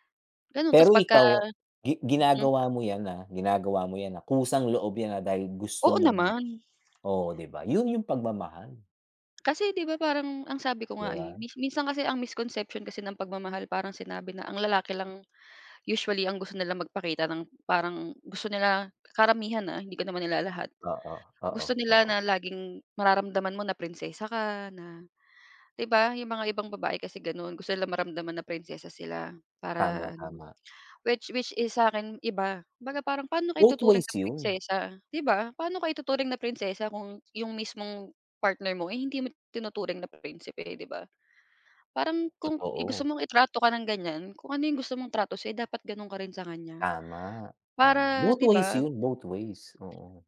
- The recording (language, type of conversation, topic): Filipino, unstructured, Paano mo ipinapakita ang pagmamahal sa iyong kapareha?
- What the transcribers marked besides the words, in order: tapping